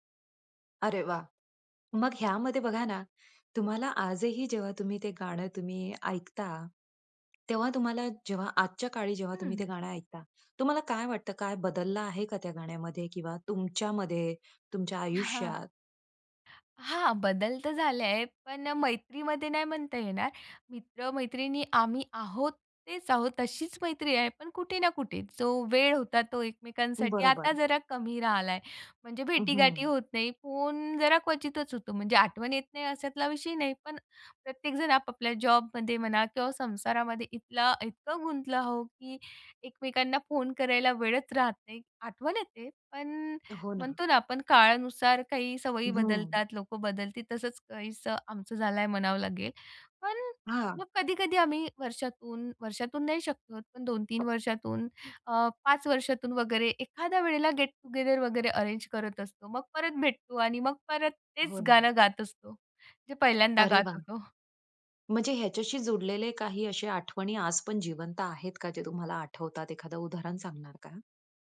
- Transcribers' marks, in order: tapping; other background noise; in English: "गेट टुगेदर"
- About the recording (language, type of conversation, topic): Marathi, podcast, शाळा किंवा कॉलेजच्या दिवसांची आठवण करून देणारं तुमचं आवडतं गाणं कोणतं आहे?